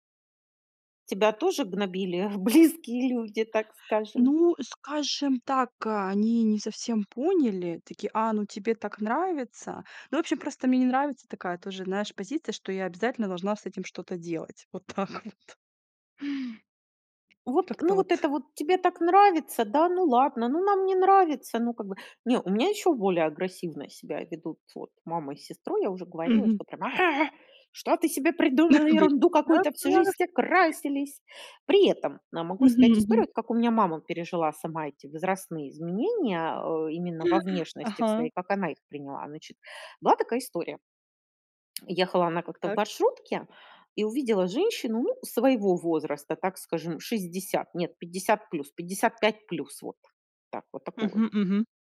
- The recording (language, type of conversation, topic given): Russian, podcast, Что обычно вдохновляет вас на смену внешности и обновление гардероба?
- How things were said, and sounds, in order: laughing while speaking: "близкие"; laughing while speaking: "вот так вот"; put-on voice: "А! А! Что ты себе придумала? Ерунду какую-то! Всю жизнь все красились!"; chuckle; unintelligible speech; other noise; gasp; tapping